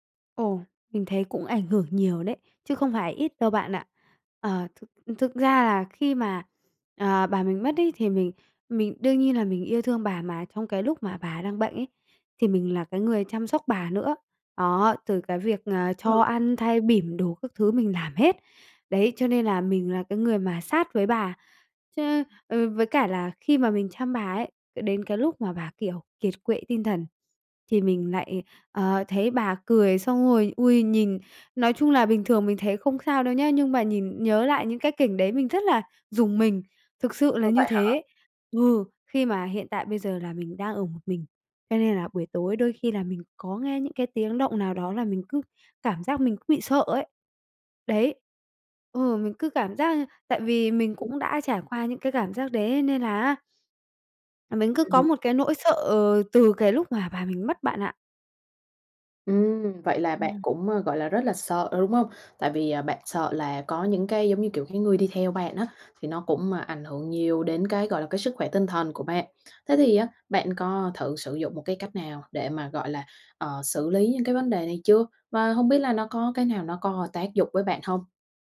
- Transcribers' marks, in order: other background noise; tapping
- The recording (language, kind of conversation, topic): Vietnamese, advice, Vì sao những kỷ niệm chung cứ ám ảnh bạn mỗi ngày?